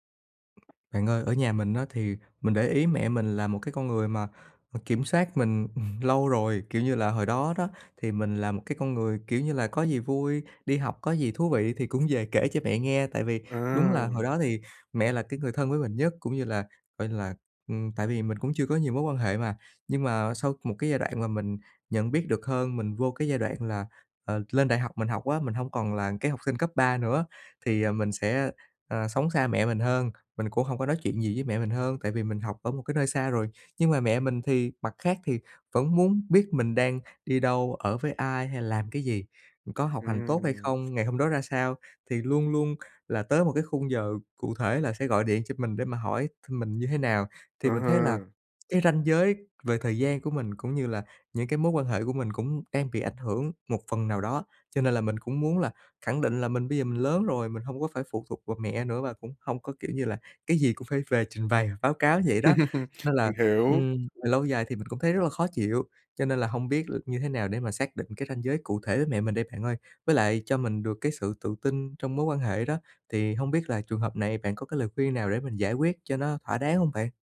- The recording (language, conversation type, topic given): Vietnamese, advice, Làm sao tôi có thể đặt ranh giới với người thân mà không gây xung đột?
- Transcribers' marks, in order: tapping; laughing while speaking: "ừ"; laughing while speaking: "kể"; other background noise; laughing while speaking: "trình bày"; laugh